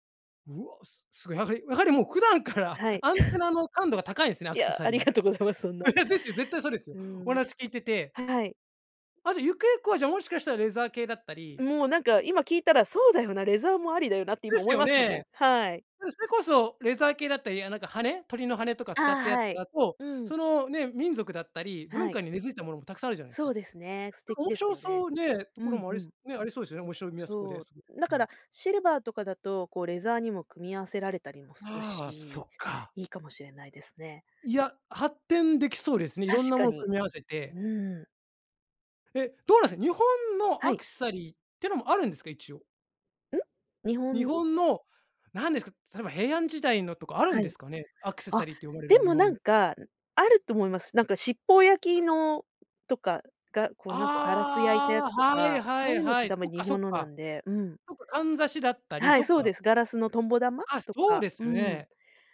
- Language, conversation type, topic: Japanese, podcast, これから挑戦してみたい趣味はありますか？
- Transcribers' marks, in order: chuckle; laugh; other noise; other background noise